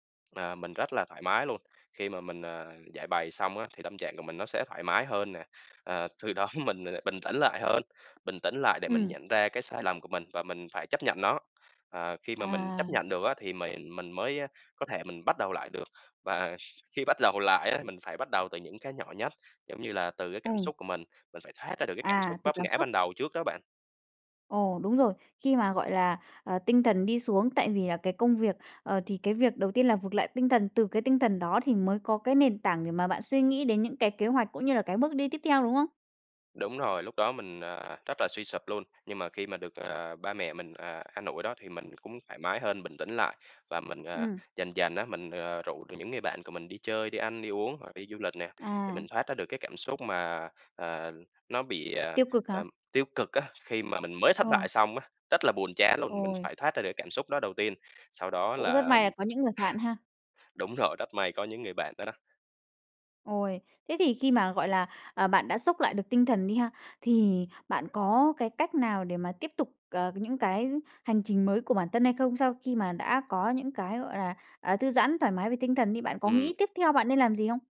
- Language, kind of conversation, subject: Vietnamese, podcast, Bạn thường bắt đầu lại ra sao sau khi vấp ngã?
- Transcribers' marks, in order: tapping; laughing while speaking: "đó"; other background noise; laugh